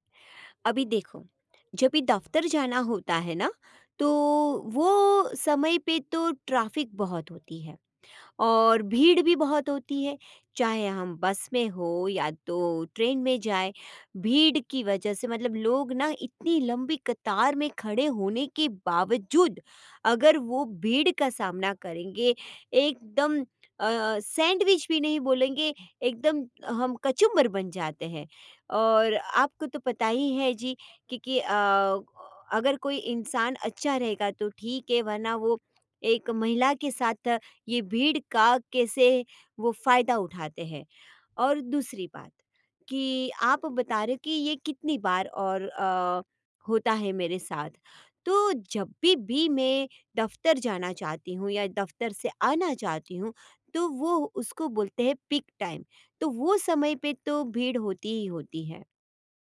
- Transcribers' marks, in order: in English: "ट्रैफ़िक"; in English: "पीक टाइम"
- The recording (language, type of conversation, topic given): Hindi, advice, ट्रैफिक या कतार में मुझे गुस्सा और हताशा होने के शुरुआती संकेत कब और कैसे समझ में आते हैं?